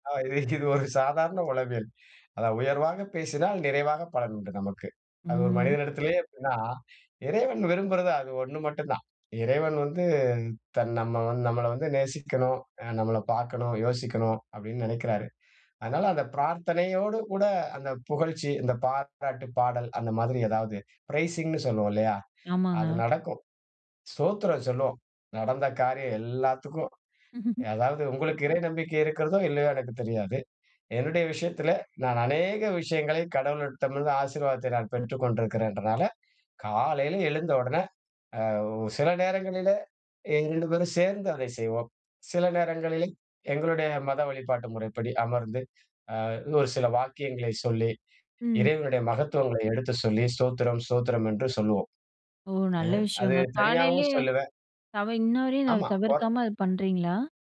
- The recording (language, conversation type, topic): Tamil, podcast, உங்கள் வீட்டில் காலை வழக்கம் எப்படி இருக்கிறது?
- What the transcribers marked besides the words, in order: laughing while speaking: "ஆ இதை இது ஒரு சாதாரண உளவியல்"; other background noise; in English: "பிரைசிங்னு"; laugh